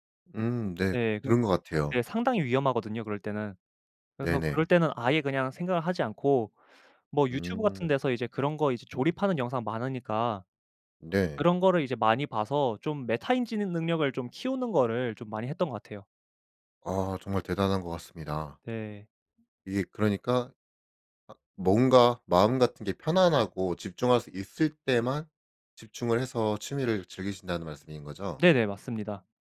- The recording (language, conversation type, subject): Korean, podcast, 취미를 오래 유지하는 비결이 있다면 뭐예요?
- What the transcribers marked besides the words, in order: other background noise